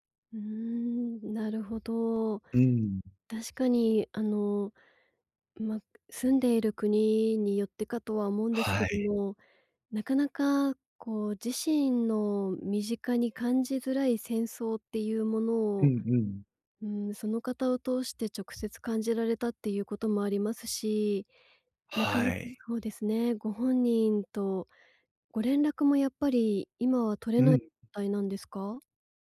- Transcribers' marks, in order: none
- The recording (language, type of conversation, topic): Japanese, advice, 別れた直後のショックや感情をどう整理すればよいですか？